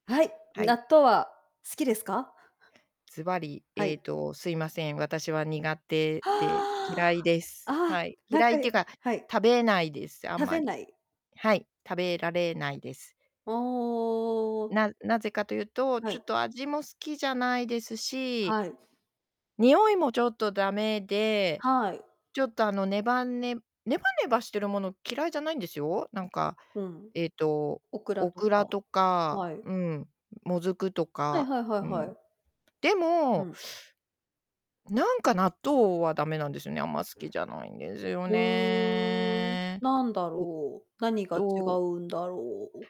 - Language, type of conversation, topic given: Japanese, unstructured, 納豆はお好きですか？その理由は何ですか？
- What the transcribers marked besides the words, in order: tapping; drawn out: "うーん"; drawn out: "ね"